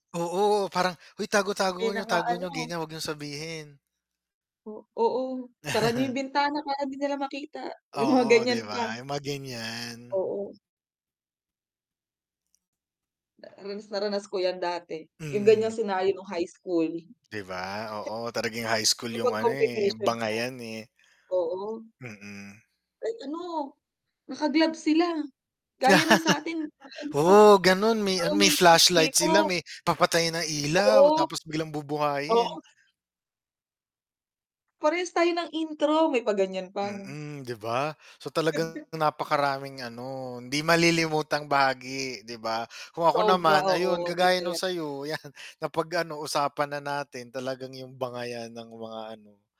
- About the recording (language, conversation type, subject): Filipino, unstructured, Ano ang pinakatumatak sa iyong karanasan sa isang espesyal na okasyon sa paaralan?
- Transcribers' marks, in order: static; chuckle; laugh; distorted speech; chuckle; tapping